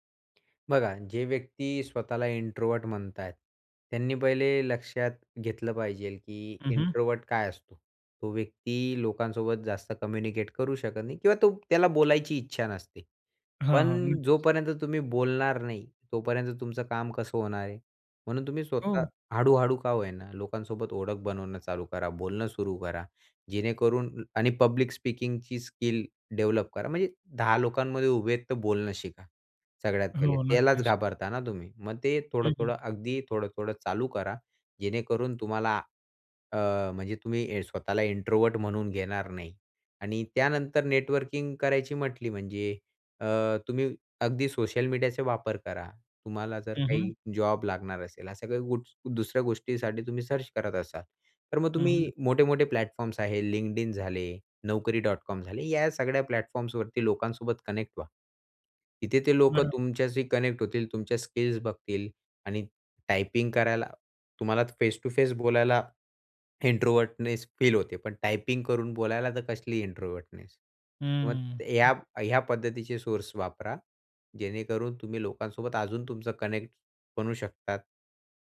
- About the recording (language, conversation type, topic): Marathi, podcast, नेटवर्किंगमध्ये सुरुवात कशी करावी?
- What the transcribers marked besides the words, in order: in English: "इंट्रोव्हर्ट"; in English: "इंट्रोव्हर्ट"; in English: "कम्युनिकेट"; in English: "पब्लिक स्पीकिंगची"; in English: "डेव्हलप"; other background noise; in English: "इंट्रोवर्ट"; in English: "नेटवर्किंग"; in English: "सर्च"; in English: "प्लॅटफॉर्म्स"; in English: "प्लॅटफॉर्म्सवरती"; in English: "कनेक्ट"; in English: "कनेक्ट"; in English: "टायपिंग"; in English: "इंट्रोव्हर्टनेस"; in English: "टायपिंग"; in English: "इंट्रोव्हर्टनेस"; in English: "कनेक्ट"